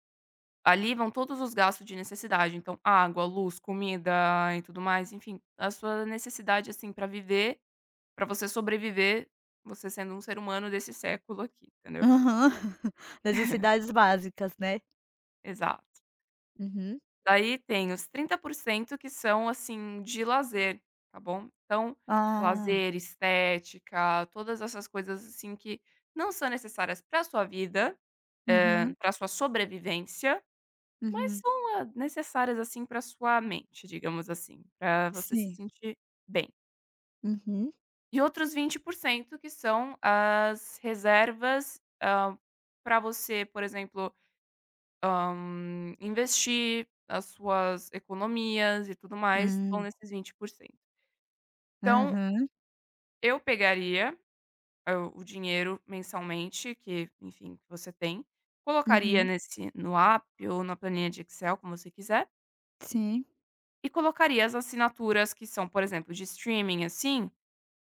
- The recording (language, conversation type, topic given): Portuguese, advice, Como identificar assinaturas acumuladas que passam despercebidas no seu orçamento?
- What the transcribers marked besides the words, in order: chuckle